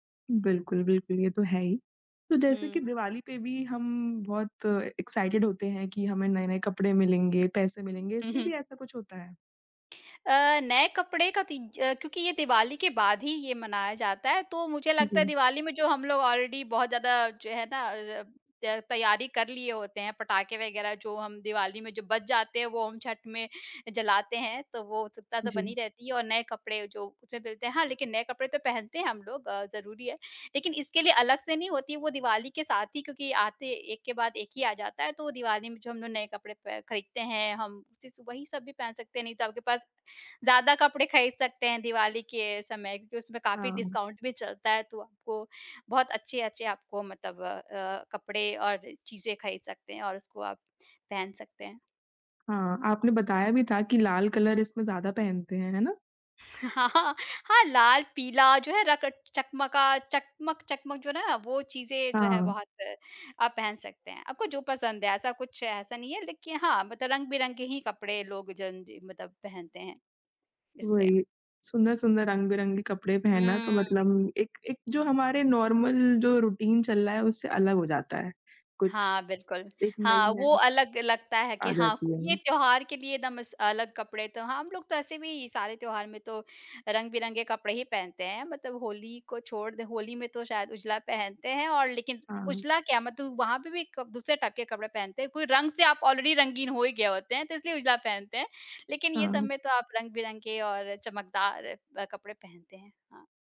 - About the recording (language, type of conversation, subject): Hindi, podcast, बचपन में आपके घर की कौन‑सी परंपरा का नाम आते ही आपको तुरंत याद आ जाती है?
- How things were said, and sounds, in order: in English: "एक्साइटेड"; in English: "ऑलरेडी"; in English: "डिस्काउंट"; in English: "कलर"; in English: "नॉर्मल"; in English: "रूटीन"; in English: "ऑलरेडी"